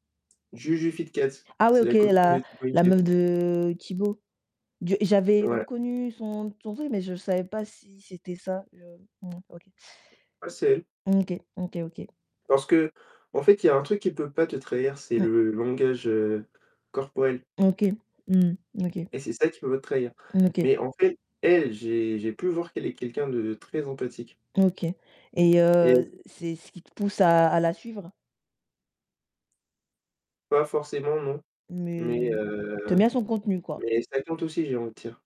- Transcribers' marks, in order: static; other noise; distorted speech; drawn out: "de"; tapping
- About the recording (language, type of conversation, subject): French, unstructured, Préféreriez-vous être célèbre pour quelque chose de positif ou pour quelque chose de controversé ?